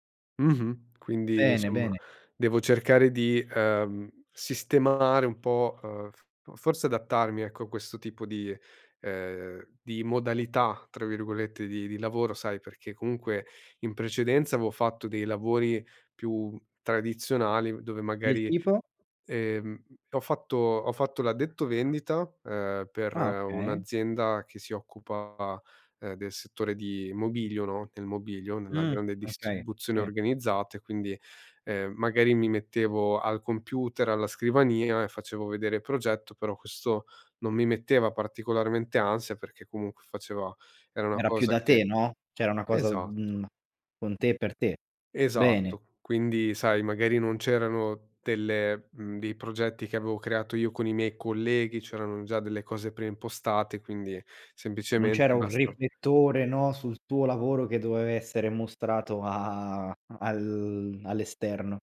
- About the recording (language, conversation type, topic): Italian, advice, Come posso superare la paura di parlare in pubblico o di presentare idee al lavoro?
- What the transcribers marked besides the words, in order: "cioè" said as "ceh"; laughing while speaking: "a"